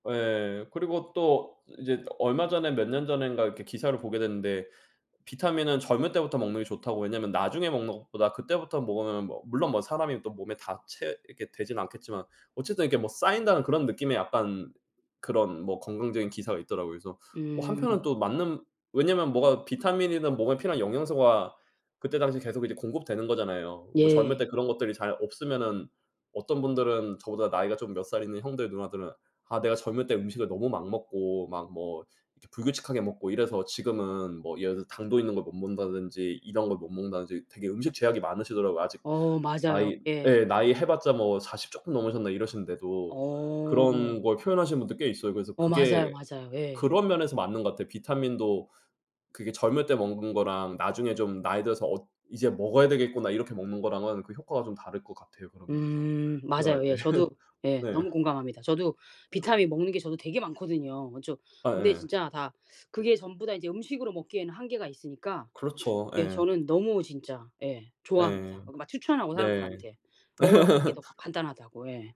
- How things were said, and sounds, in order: laugh; other background noise; tapping; laugh
- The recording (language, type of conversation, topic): Korean, unstructured, 건강한 식습관을 꾸준히 유지하려면 어떻게 해야 할까요?